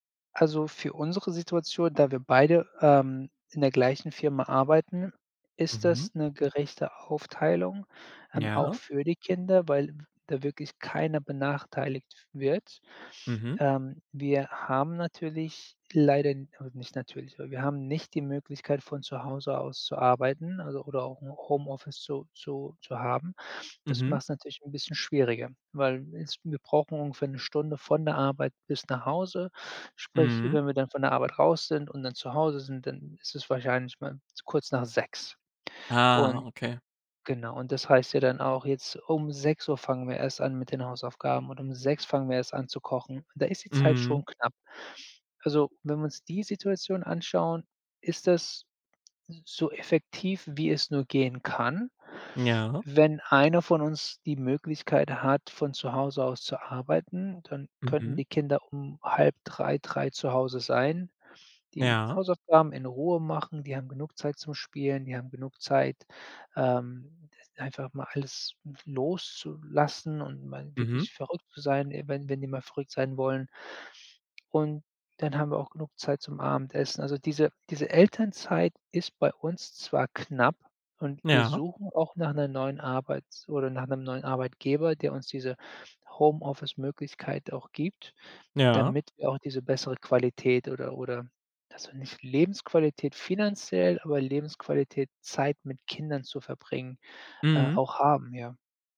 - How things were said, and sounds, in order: none
- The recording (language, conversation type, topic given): German, podcast, Wie teilt ihr Elternzeit und Arbeit gerecht auf?